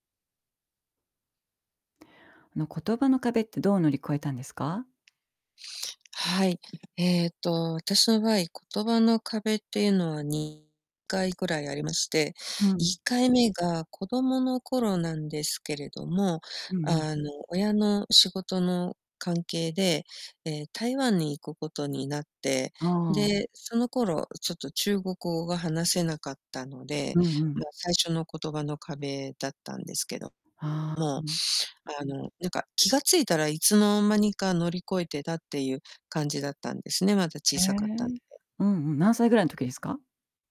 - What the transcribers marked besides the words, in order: other background noise; distorted speech
- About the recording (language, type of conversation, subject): Japanese, podcast, 言葉の壁をどのように乗り越えましたか？